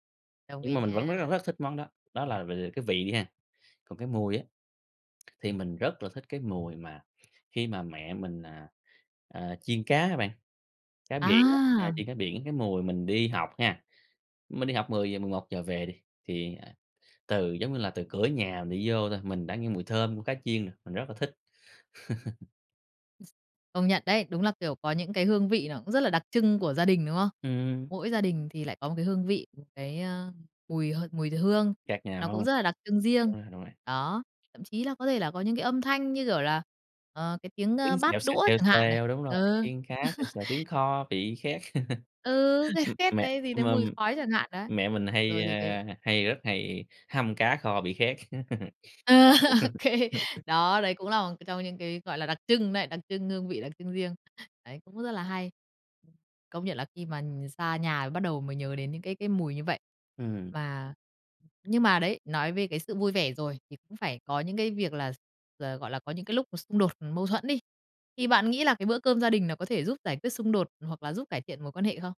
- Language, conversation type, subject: Vietnamese, podcast, Những bữa cơm gia đình có ý nghĩa như thế nào đối với bạn?
- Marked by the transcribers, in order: tapping; laugh; other noise; laugh; laughing while speaking: "cái"; laugh; other background noise; laugh; laughing while speaking: "OK"; laugh